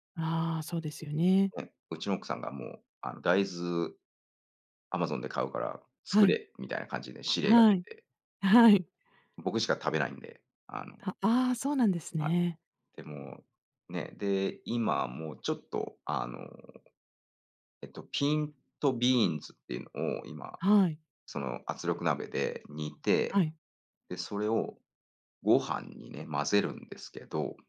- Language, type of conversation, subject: Japanese, unstructured, あなたの地域の伝統的な料理は何ですか？
- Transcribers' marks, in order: laughing while speaking: "はい"; in English: "ピントビーンズ"